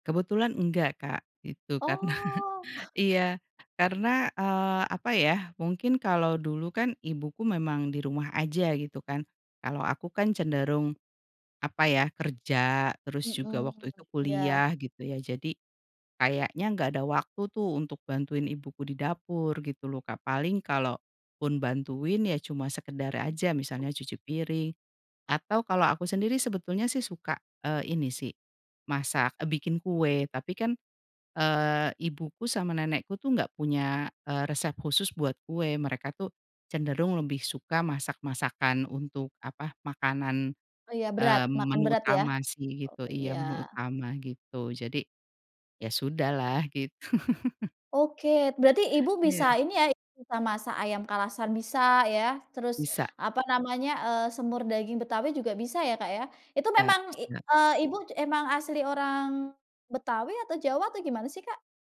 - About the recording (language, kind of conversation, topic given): Indonesian, podcast, Bagaimana makanan tradisional di keluarga kamu bisa menjadi bagian dari identitasmu?
- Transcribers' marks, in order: drawn out: "Oh"; laughing while speaking: "karena"; chuckle; other background noise; chuckle